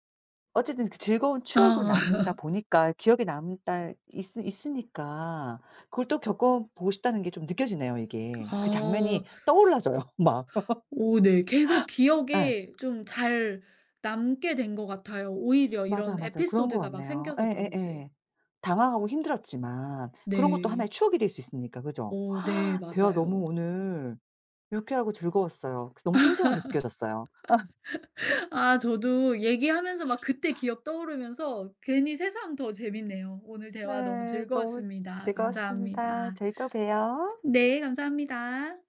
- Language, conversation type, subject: Korean, podcast, 가장 기억에 남는 여행 이야기를 들려주실 수 있나요?
- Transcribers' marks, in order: laugh; laughing while speaking: "떠올라져요 막"; laugh; tapping; gasp; laugh